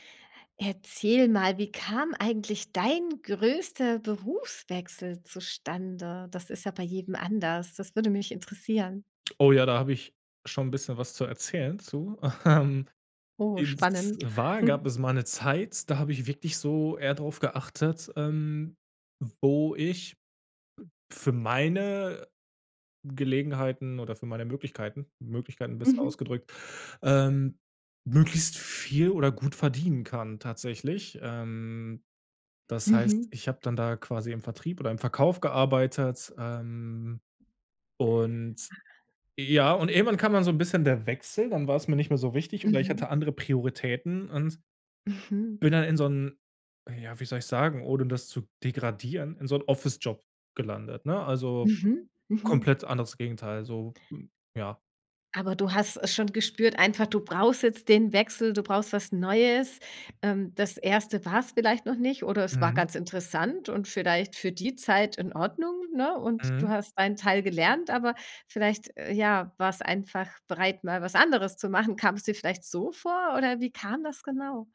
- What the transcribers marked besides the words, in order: laughing while speaking: "Ähm"; chuckle
- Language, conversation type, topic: German, podcast, Wie ist dein größter Berufswechsel zustande gekommen?